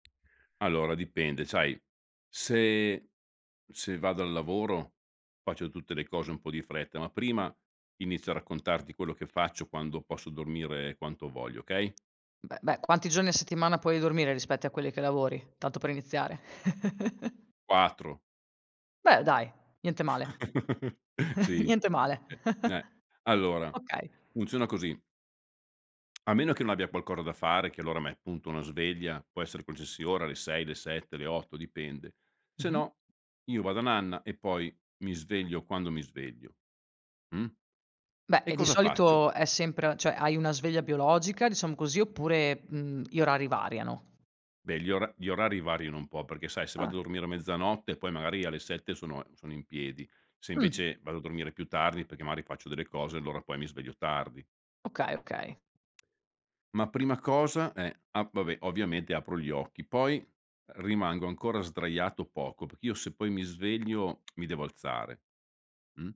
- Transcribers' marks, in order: tapping; chuckle; chuckle; other background noise; "cioè" said as "ceh"
- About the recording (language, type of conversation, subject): Italian, podcast, Com’è di solito la tua routine mattutina?